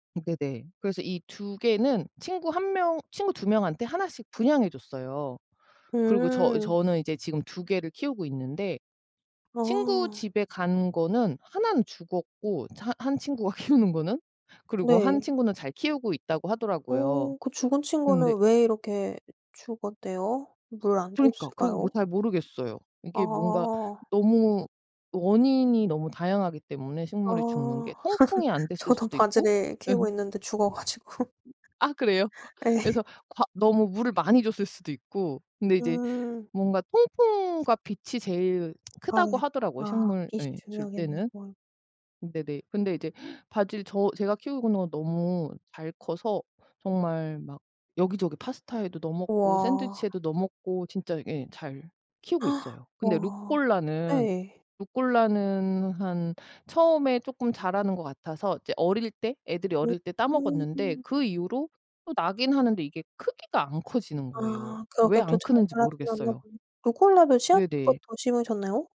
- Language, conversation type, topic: Korean, podcast, 집에서 키우는 식물의 매력은 무엇인가요?
- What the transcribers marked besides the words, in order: laughing while speaking: "키우는 거는"; tapping; other background noise; laugh; laughing while speaking: "가지고"; laugh; gasp